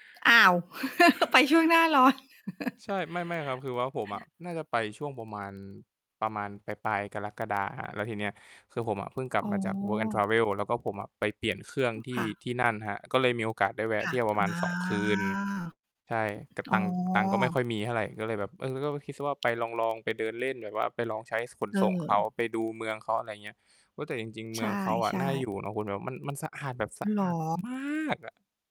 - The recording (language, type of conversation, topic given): Thai, unstructured, คุณชอบดูภาพยนตร์แนวไหนในเวลาว่าง?
- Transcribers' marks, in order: laugh; laughing while speaking: "ไปช่วงหน้าร้อน"; chuckle; distorted speech; other noise; stressed: "มาก"